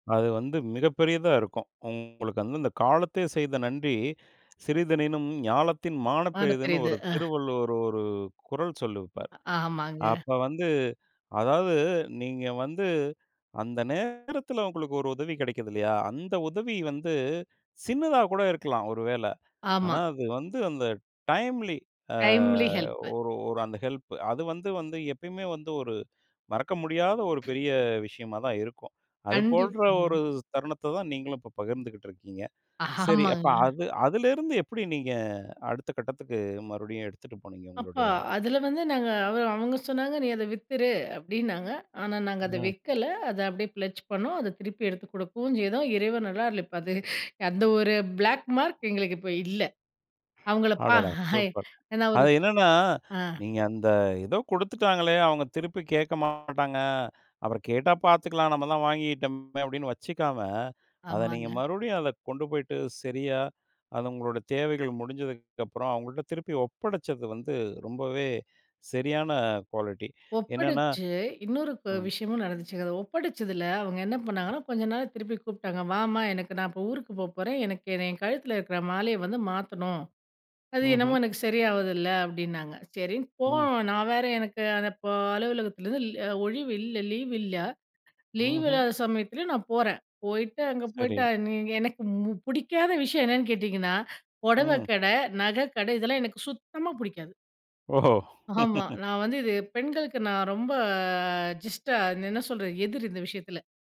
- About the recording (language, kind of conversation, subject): Tamil, podcast, மனஅழுத்தம் வந்தபோது ஆதரவைக் கேட்க எப்படி தயார் ஆகலாம்?
- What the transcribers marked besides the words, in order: other background noise; tapping; drawn out: "ஒரு"; "சொல்லிருப்பாரு" said as "சொல்லுப்பாரு"; in English: "டைம்லி"; drawn out: "அ"; in English: "ஹெல்ப்"; in English: "டைம்லி ஹெல்ப்பு"; other noise; "போன்ற" said as "போல்டரா"; laughing while speaking: "ஆமாங்க"; "மறுபடியும்" said as "மறுவடியும்"; in English: "ஃபிளட்ஜ்"; "அருளால்" said as "அருளார்"; laughing while speaking: "இப்ப அது"; in English: "பிளேக் மார்க்"; joyful: "அடடா! சூப்பர்"; laughing while speaking: "அவங்கள பா"; in English: "குவாலிட்டி"; laugh; drawn out: "ரொம்ப"; in English: "ஜஸ்ட்"; "என்ன" said as "னென்ன"